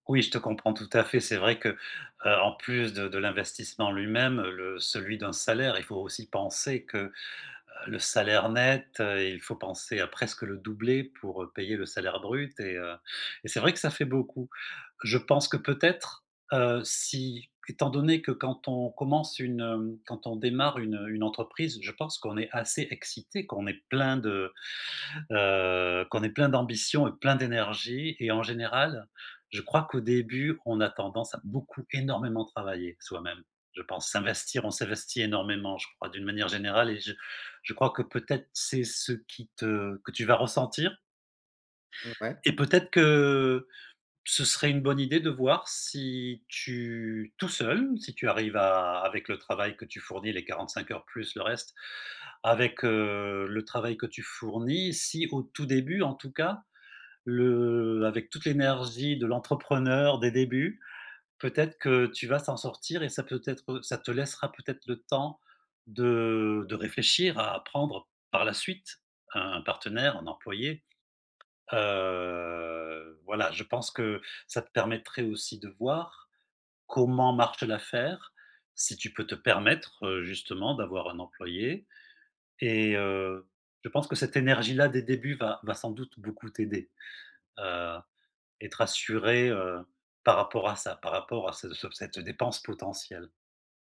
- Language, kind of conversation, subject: French, advice, Comment gérer mes doutes face à l’incertitude financière avant de lancer ma startup ?
- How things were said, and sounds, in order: "s'en" said as "t'en"; drawn out: "Heu"